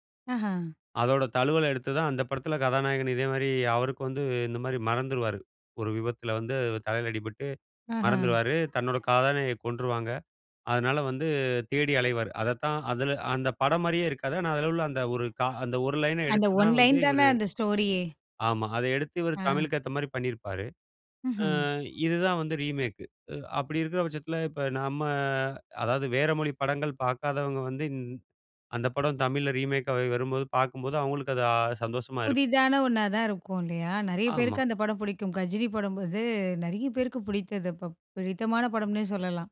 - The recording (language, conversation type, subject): Tamil, podcast, ரீமேக்குகள், சீக்வெல்களுக்கு நீங்கள் எவ்வளவு ஆதரவு தருவீர்கள்?
- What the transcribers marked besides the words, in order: in English: "லைன்‌ன"; in English: "ஸ்டோரியே"; in English: "ரீமேக்"; in English: "ரீமேக்கா"